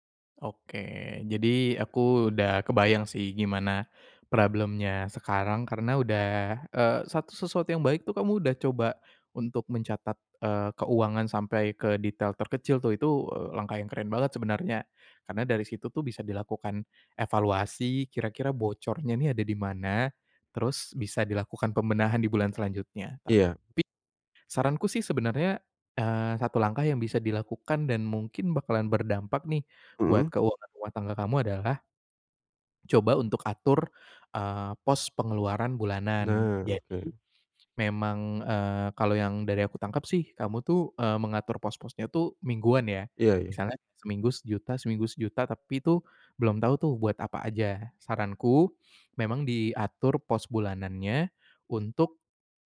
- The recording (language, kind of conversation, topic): Indonesian, advice, Bagaimana cara menetapkan batas antara kebutuhan dan keinginan agar uang tetap aman?
- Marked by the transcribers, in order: in English: "problem-nya"; tapping